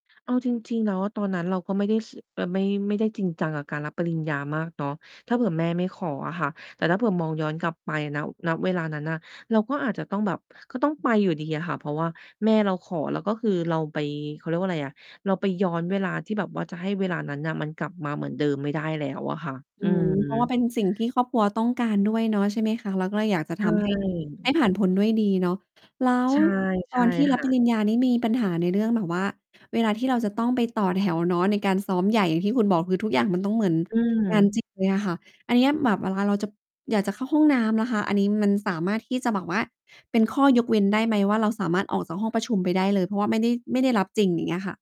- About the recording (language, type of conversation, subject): Thai, podcast, ช่วยเล่าเรื่องวันรับปริญญาของคุณให้ฟังหน่อยได้ไหม?
- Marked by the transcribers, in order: distorted speech